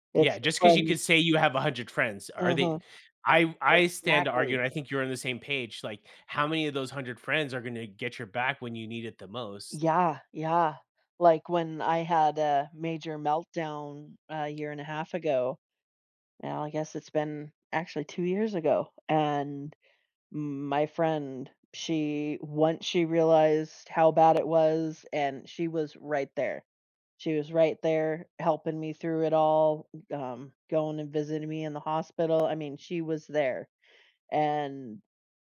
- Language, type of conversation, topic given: English, unstructured, How do you cope with changes in your friendships over time?
- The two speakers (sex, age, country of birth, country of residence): female, 40-44, United States, United States; male, 40-44, United States, United States
- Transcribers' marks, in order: other background noise